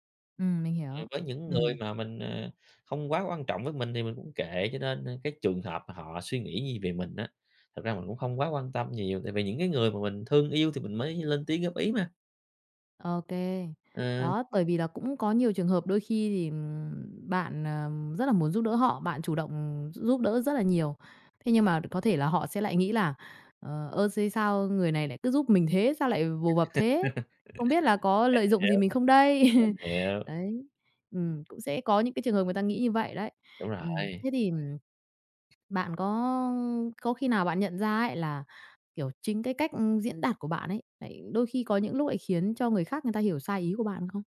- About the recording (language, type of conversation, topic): Vietnamese, podcast, Bạn nên làm gì khi người khác hiểu sai ý tốt của bạn?
- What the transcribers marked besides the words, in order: laugh; chuckle; other background noise